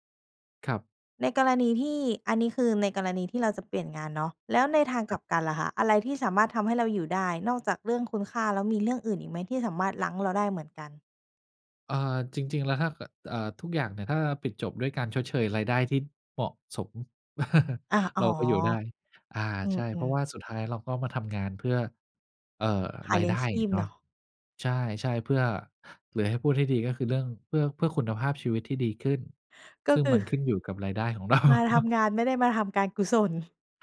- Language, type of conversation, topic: Thai, podcast, ถ้าคิดจะเปลี่ยนงาน ควรเริ่มจากตรงไหนดี?
- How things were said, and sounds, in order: chuckle; laughing while speaking: "เรา"